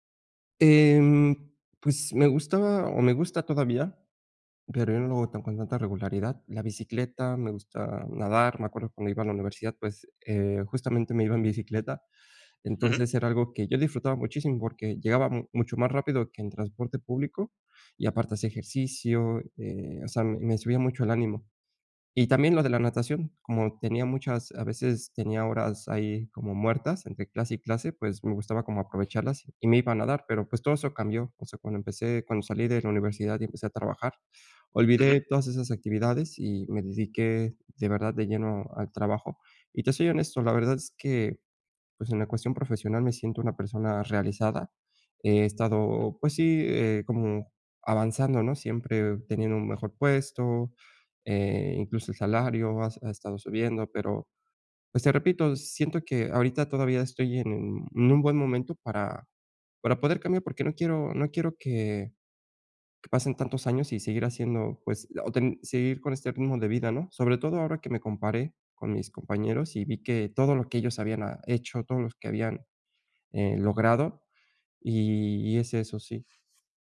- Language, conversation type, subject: Spanish, advice, ¿Cómo puedo encontrar un propósito fuera de mi trabajo?
- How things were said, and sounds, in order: none